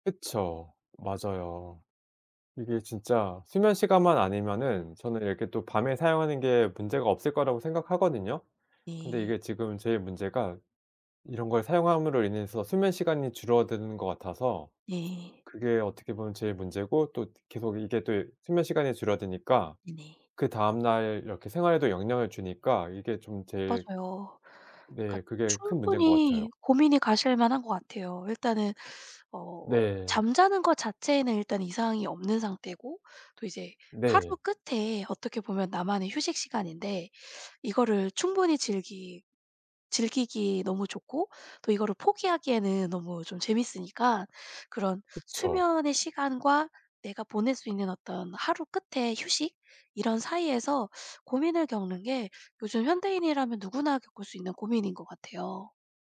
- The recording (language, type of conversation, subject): Korean, advice, 스마트폰과 미디어 사용을 조절하지 못해 시간을 낭비했던 상황을 설명해 주실 수 있나요?
- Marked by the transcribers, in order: other background noise